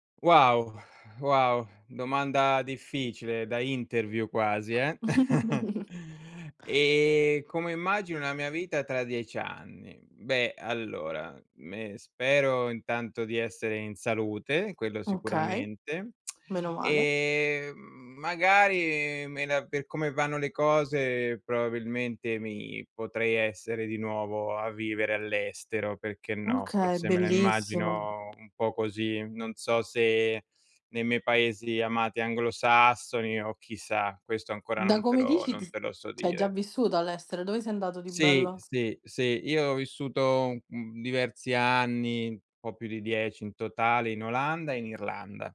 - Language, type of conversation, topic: Italian, unstructured, Come immagini la tua vita tra dieci anni?
- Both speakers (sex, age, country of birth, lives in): female, 20-24, Italy, Italy; male, 40-44, Italy, Italy
- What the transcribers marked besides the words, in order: in English: "interview"; chuckle; snort; tsk; other background noise